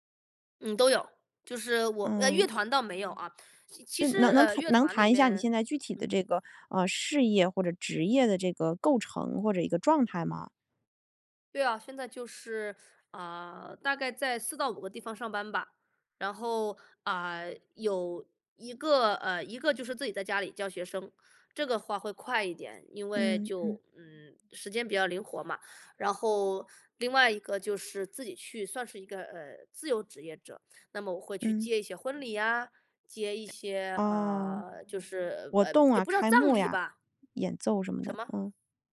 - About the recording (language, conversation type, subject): Chinese, podcast, 你会考虑把自己的兴趣变成事业吗？
- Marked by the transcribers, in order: none